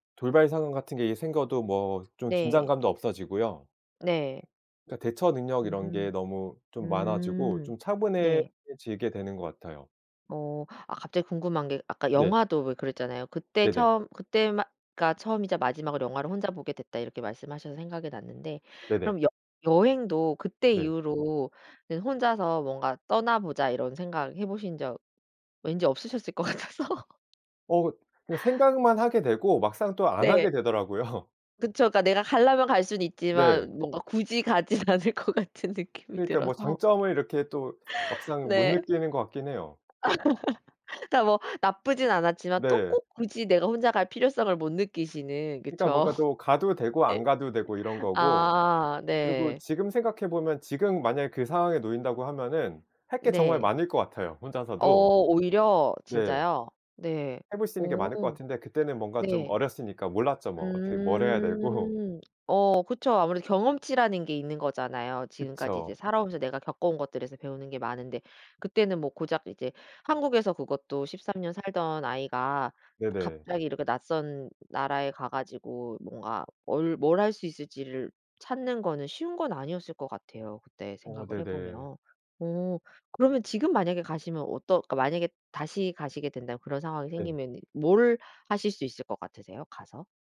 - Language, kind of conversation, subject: Korean, podcast, 첫 혼자 여행은 어땠어요?
- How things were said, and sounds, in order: laughing while speaking: "같아서"; other background noise; laugh; laughing while speaking: "가진 않을 것 같은 느낌이 들어서"; tapping; laugh; laugh; laughing while speaking: "예"; laughing while speaking: "되고"